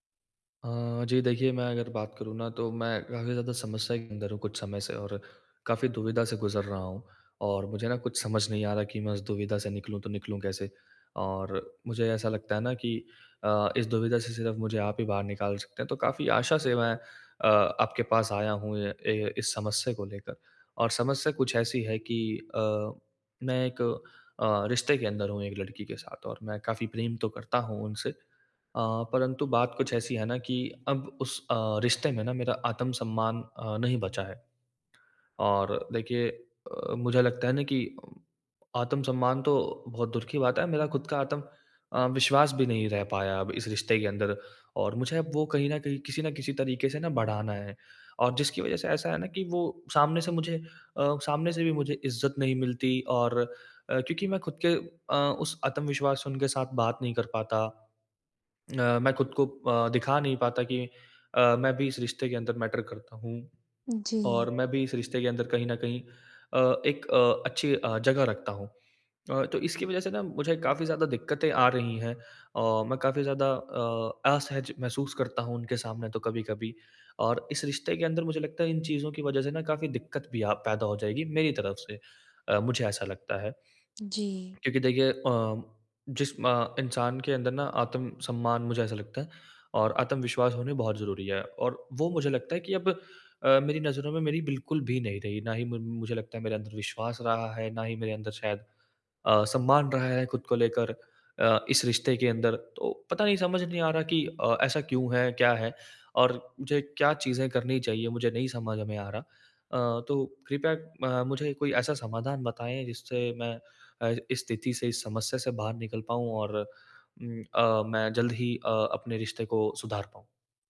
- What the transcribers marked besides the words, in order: in English: "मैटर"
- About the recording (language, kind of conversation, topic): Hindi, advice, अपने रिश्ते में आत्म-सम्मान और आत्मविश्वास कैसे बढ़ाऊँ?